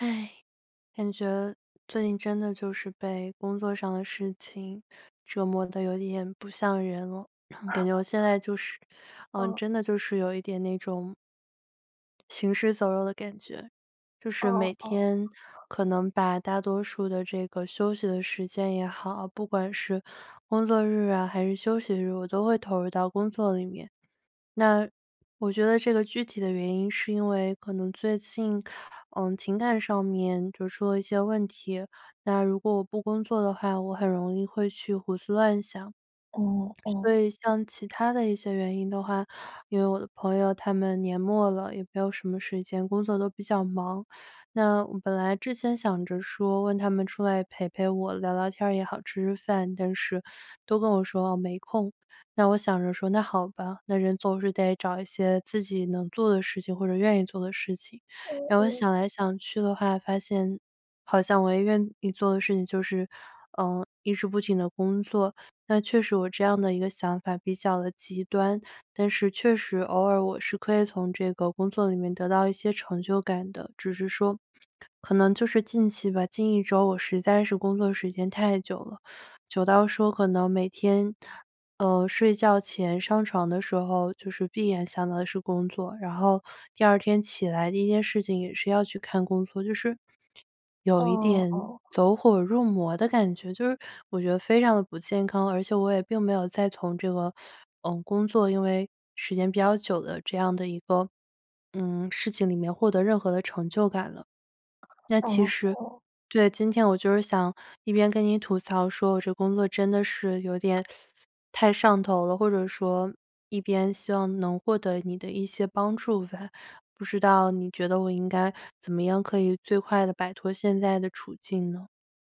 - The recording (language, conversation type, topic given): Chinese, advice, 休息时间被工作侵占让你感到精疲力尽吗？
- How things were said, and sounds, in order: sigh; chuckle; teeth sucking